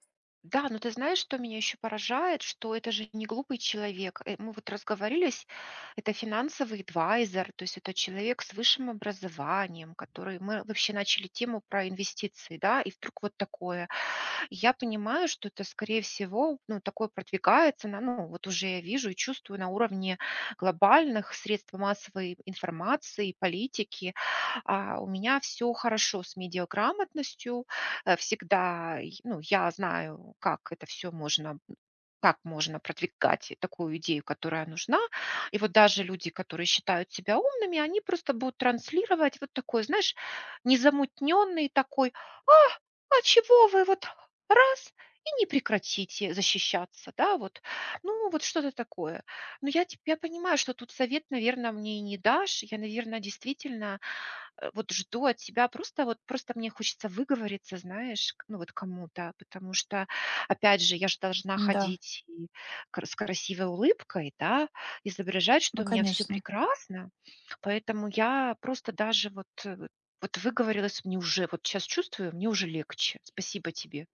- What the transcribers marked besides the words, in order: tapping; put-on voice: "А, а чего вы вот раз и не прекратите"
- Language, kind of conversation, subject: Russian, advice, Где проходит граница между внешним фасадом и моими настоящими чувствами?